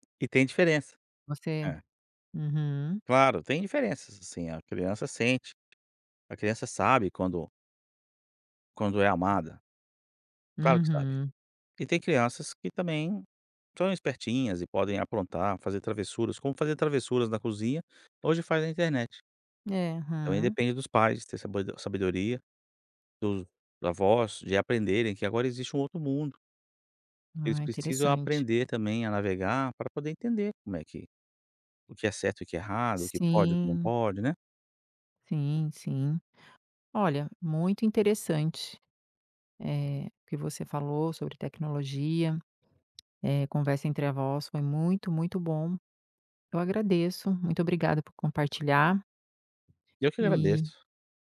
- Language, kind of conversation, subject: Portuguese, podcast, Como a tecnologia alterou a conversa entre avós e netos?
- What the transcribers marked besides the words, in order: tapping; other background noise